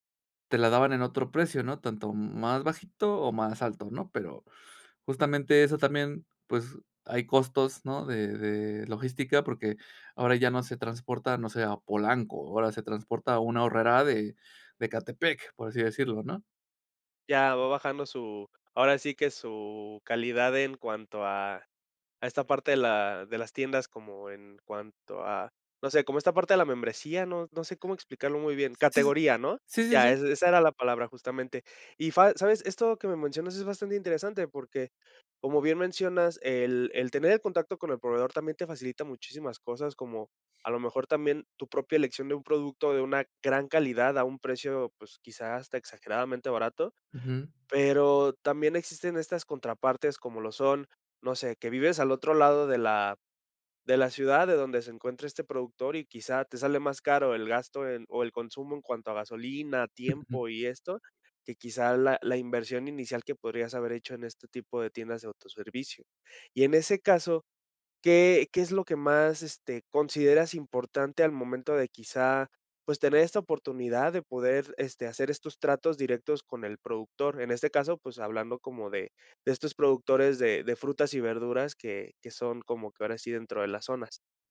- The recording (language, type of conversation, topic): Spanish, podcast, ¿Qué opinas sobre comprar directo al productor?
- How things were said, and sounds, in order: other noise